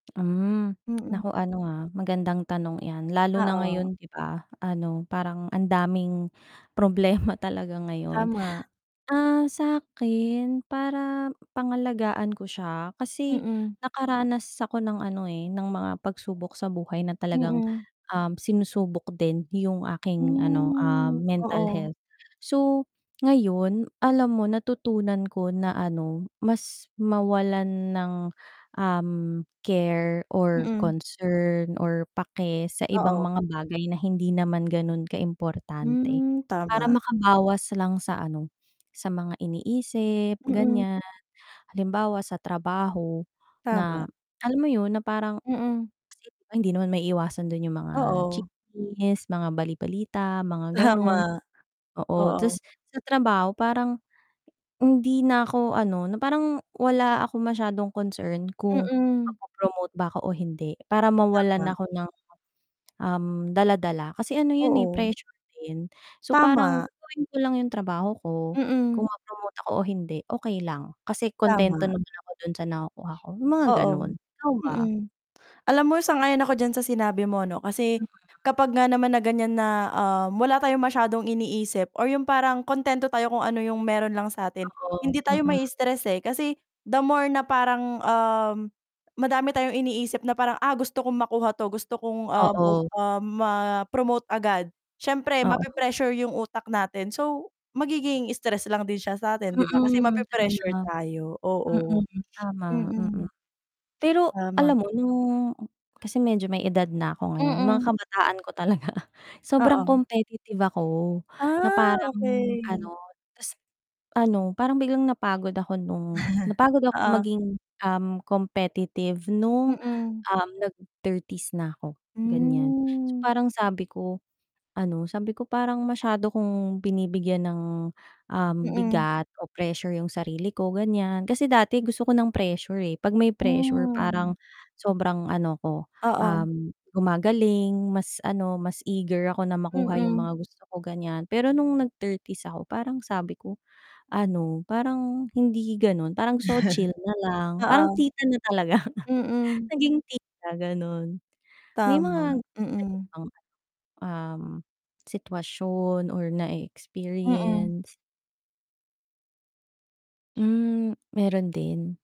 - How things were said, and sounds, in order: tapping; laughing while speaking: "talaga"; static; distorted speech; laughing while speaking: "Tama"; dog barking; other background noise; laughing while speaking: "talaga"; chuckle; chuckle; chuckle
- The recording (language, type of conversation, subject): Filipino, unstructured, Paano mo pinapangalagaan ang iyong kalusugang pangkaisipan araw-araw?